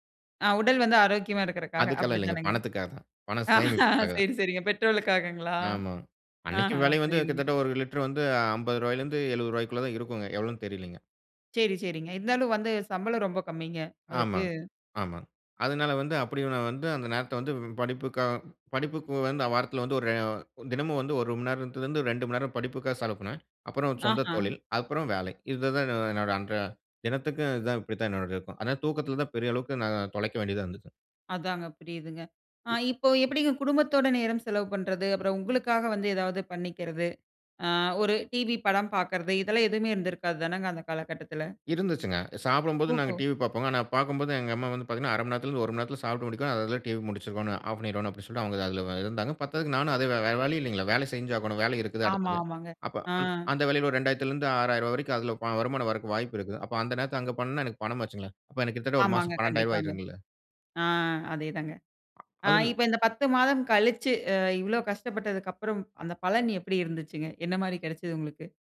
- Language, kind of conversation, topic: Tamil, podcast, பணி நேரமும் தனிப்பட்ட நேரமும் பாதிக்காமல், எப்போதும் அணுகக்கூடியவராக இருக்க வேண்டிய எதிர்பார்ப்பை எப்படி சமநிலைப்படுத்தலாம்?
- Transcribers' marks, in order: laughing while speaking: "அ, சரி சரிங்க"; other background noise; other noise